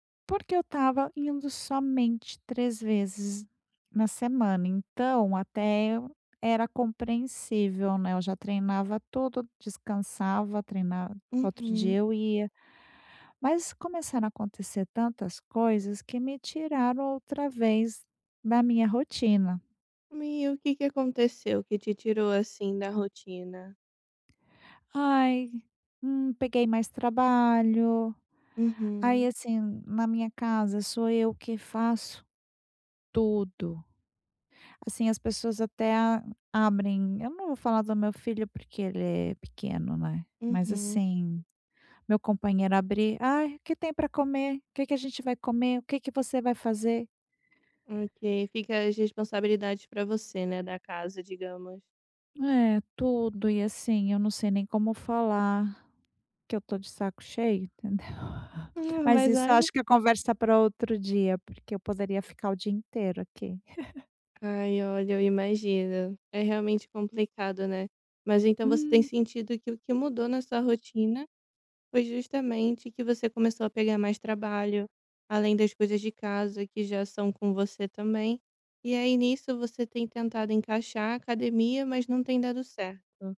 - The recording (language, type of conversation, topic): Portuguese, advice, Como criar rotinas que reduzam recaídas?
- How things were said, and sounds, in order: other background noise; tapping; chuckle; chuckle